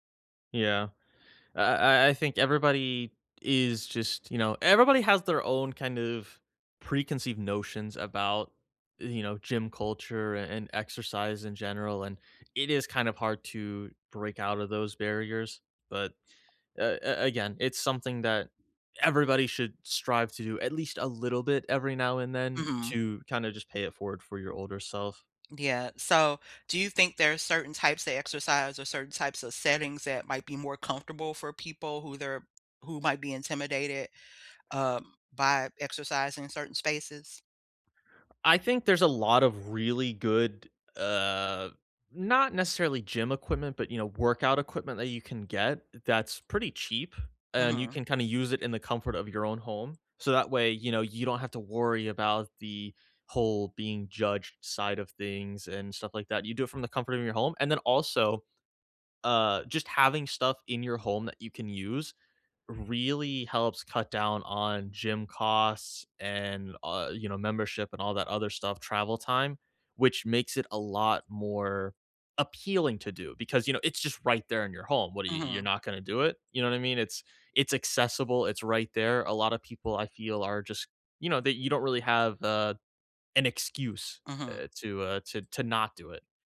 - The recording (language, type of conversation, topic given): English, unstructured, How can I start exercising when I know it's good for me?
- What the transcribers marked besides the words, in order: stressed: "everybody"; tapping